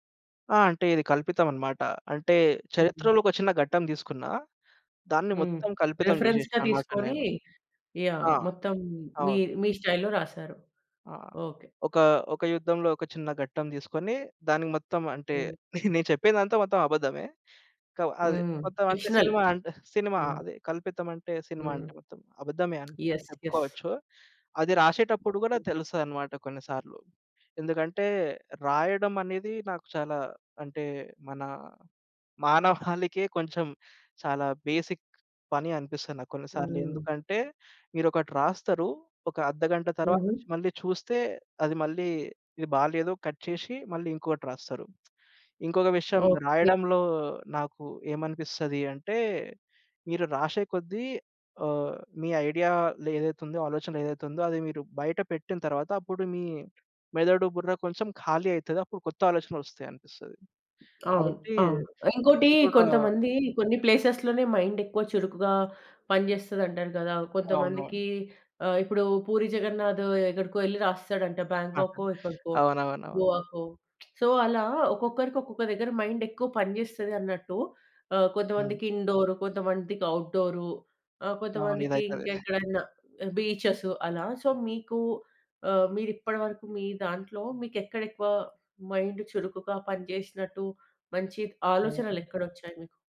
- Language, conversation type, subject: Telugu, podcast, కొత్త నైపుణ్యాన్ని నేర్చుకోవాలనుకుంటే మీరు ఎలా ప్రారంభిస్తారు?
- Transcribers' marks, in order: in English: "రిఫరెన్స్‌గా"; in English: "స్టైల్‌లో"; chuckle; in English: "ఫిక్షనల్"; other background noise; in English: "ఎస్ ఎస్"; other noise; in English: "బేసిక్"; in English: "కట్"; lip smack; in English: "ఐడియాలో"; in English: "ప్లేసెస్‌లనే"; lip smack; in English: "సో"; in English: "ఇండోర్"; in English: "ఔట్‌డోర్"; in English: "బీచెస్"; in English: "సో"; in English: "మైండ్"